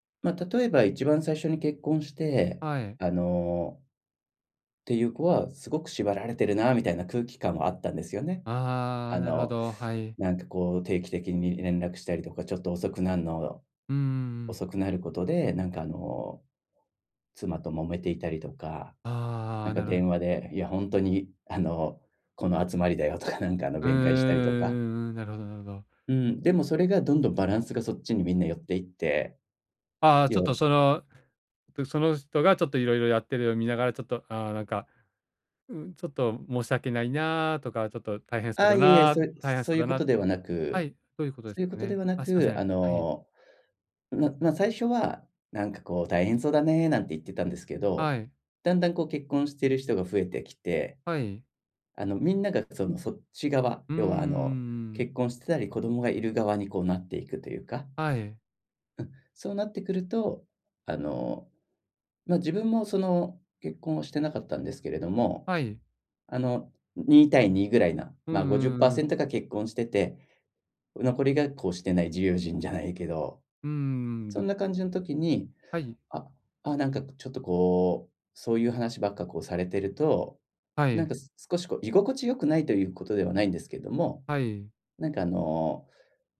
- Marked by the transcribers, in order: laughing while speaking: "とか"; other noise
- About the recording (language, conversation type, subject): Japanese, advice, 友人の集まりでどうすれば居心地よく過ごせますか？